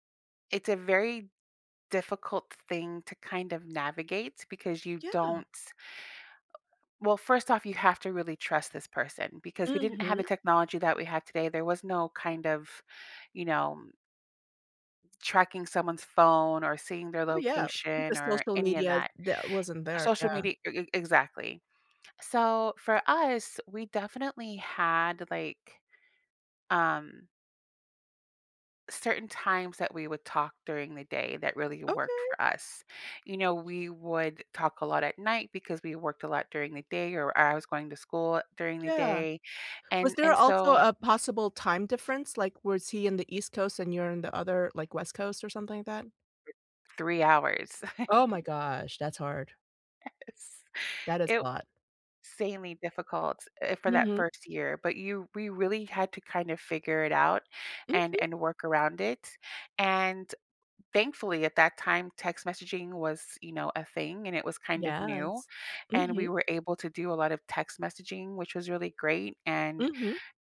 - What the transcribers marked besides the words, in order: other background noise; giggle; laughing while speaking: "Yes"
- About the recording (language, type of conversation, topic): English, unstructured, What check-in rhythm feels right without being clingy in long-distance relationships?